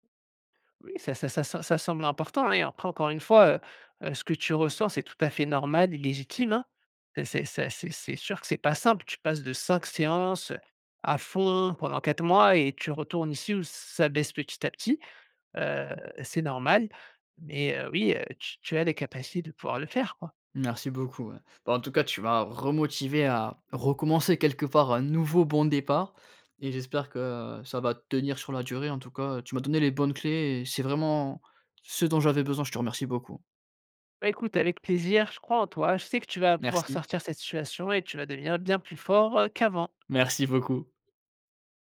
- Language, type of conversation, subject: French, advice, Comment expliquer que vous ayez perdu votre motivation après un bon départ ?
- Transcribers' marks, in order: none